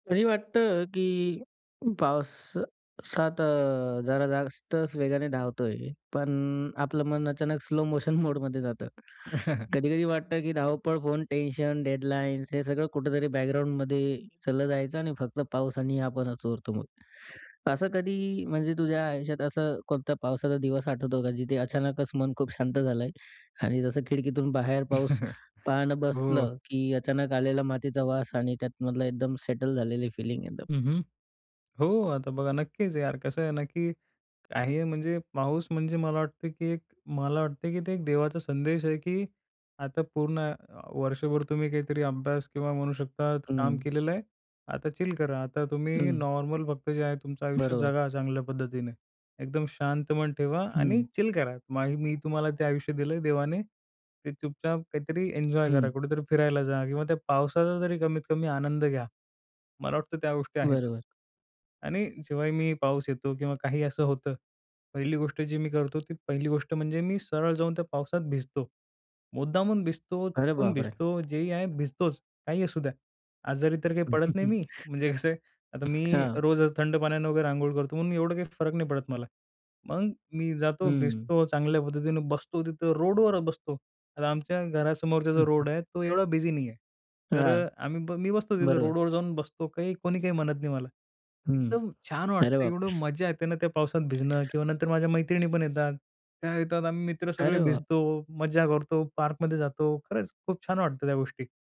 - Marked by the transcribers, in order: other noise; tapping; in English: "स्लो मोशन मोडमध्ये"; laughing while speaking: "मोडमध्ये"; chuckle; in English: "डेडलाइन्स"; chuckle; other background noise; surprised: "अरे बाप रे!"; laughing while speaking: "म्हणजे कसं आहे"; chuckle; laughing while speaking: "अरे बापरे!"
- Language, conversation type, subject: Marathi, podcast, पावसात मन शांत राहिल्याचा अनुभव तुम्हाला कसा वाटतो?